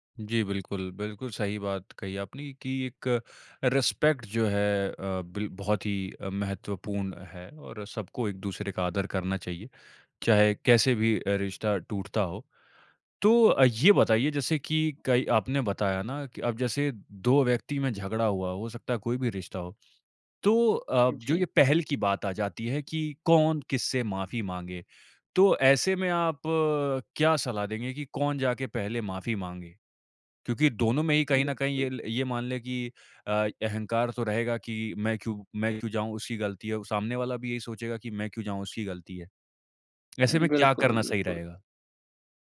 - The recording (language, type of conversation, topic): Hindi, podcast, टूटे हुए पुराने रिश्तों को फिर से जोड़ने का रास्ता क्या हो सकता है?
- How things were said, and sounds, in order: in English: "रिस्पेक्ट"; tapping